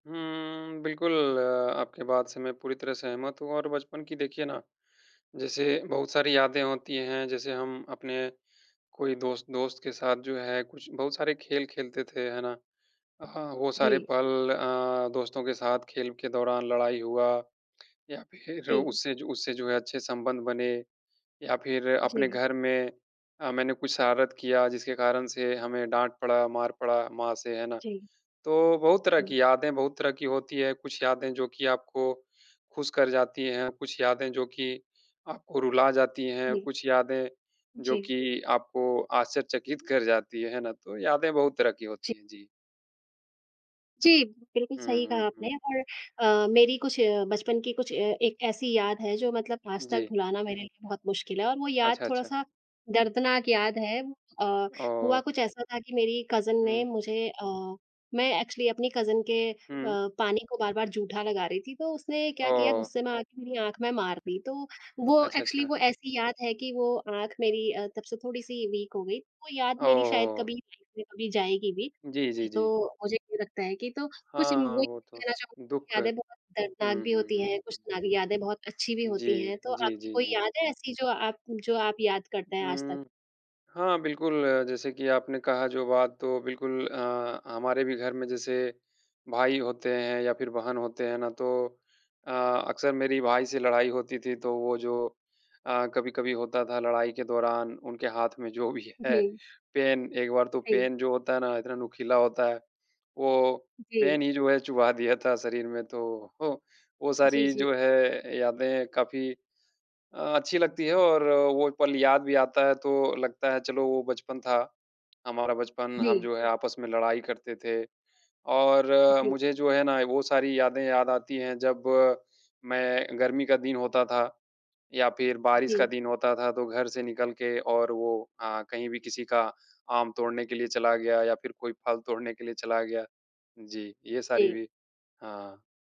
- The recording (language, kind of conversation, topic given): Hindi, unstructured, आपके लिए क्या यादें दुख से ज़्यादा सांत्वना देती हैं या ज़्यादा दर्द?
- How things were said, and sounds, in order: in English: "कज़िन"; in English: "एक्चुअली"; in English: "कज़िन"; in English: "एक्चुअली"; in English: "वीक"; in English: "लाइफ़"; laughing while speaking: "भी है"; in English: "पेन"; in English: "पेन"; in English: "पेन"; laughing while speaking: "वो"